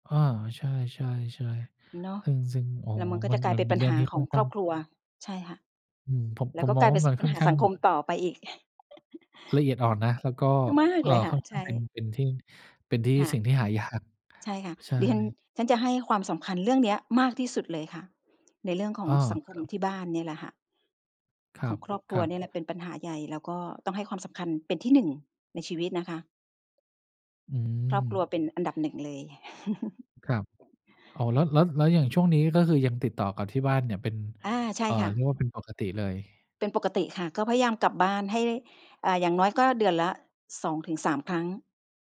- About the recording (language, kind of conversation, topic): Thai, podcast, ความหมายของคำว่า บ้าน สำหรับคุณคืออะไร?
- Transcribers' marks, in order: chuckle; chuckle